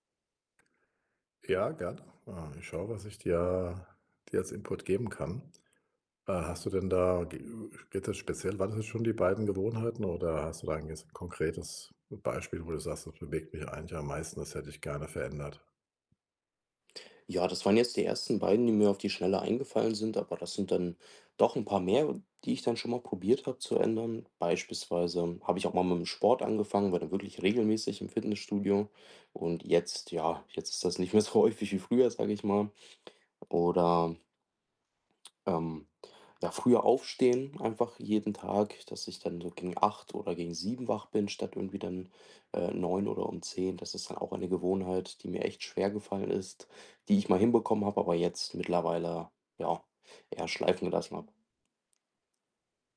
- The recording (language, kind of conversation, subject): German, advice, Wie kann ich schlechte Gewohnheiten langfristig und nachhaltig ändern?
- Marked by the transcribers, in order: none